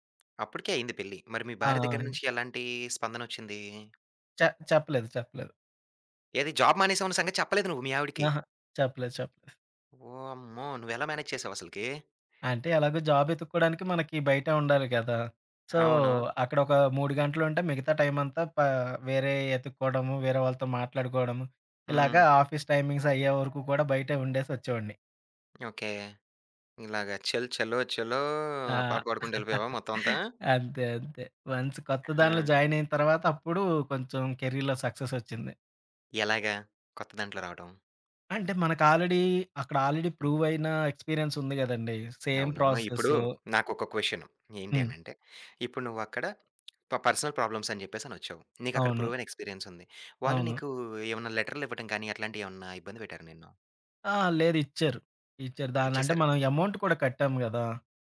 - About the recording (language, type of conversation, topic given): Telugu, podcast, ఒక ఉద్యోగం నుంచి తప్పుకోవడం నీకు విజయానికి తొలి అడుగేనని అనిపిస్తుందా?
- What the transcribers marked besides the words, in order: tapping; in English: "జాబ్"; other background noise; in English: "మ్యానేజ్"; in English: "సో"; in English: "ఆఫీస్"; singing: "చల్ చలో చలో"; laugh; in English: "వన్స్"; in English: "కెరీర్‌లో"; in English: "ఆల్రెడీ"; in English: "సేమ్"; in English: "ప పర్సనల్"; in English: "ఎమౌంట్"